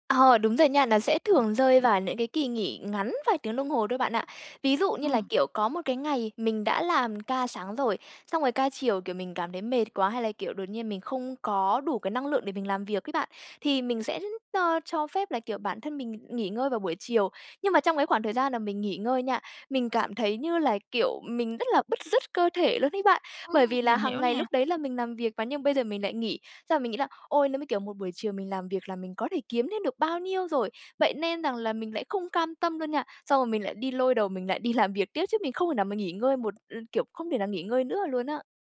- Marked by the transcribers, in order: tapping; unintelligible speech; laughing while speaking: "đi làm"
- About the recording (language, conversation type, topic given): Vietnamese, advice, Làm sao để nghỉ ngơi mà không thấy tội lỗi?